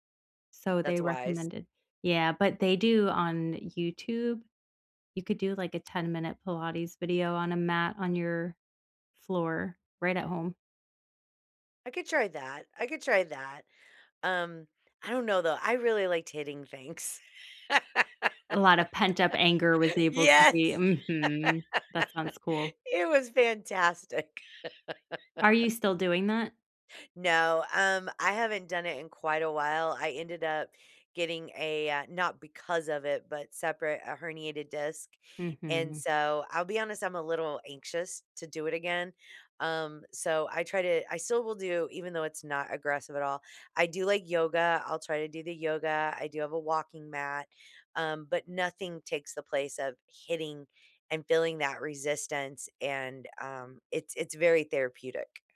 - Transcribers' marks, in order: laugh; laughing while speaking: "Yes"; laugh; laugh
- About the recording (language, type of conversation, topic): English, unstructured, How do you measure progress in hobbies that don't have obvious milestones?